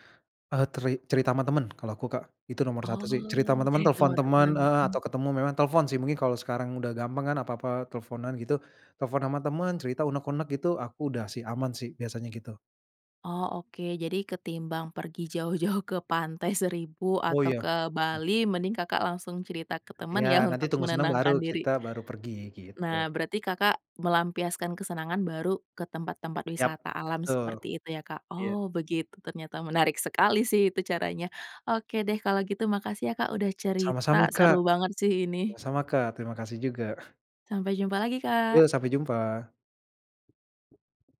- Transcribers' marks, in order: tapping; laughing while speaking: "cerita"; laughing while speaking: "jauh-jauh"; laughing while speaking: "pantai"; laughing while speaking: "ya"
- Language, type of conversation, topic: Indonesian, podcast, Apa hal sederhana di alam yang selalu membuatmu merasa tenang?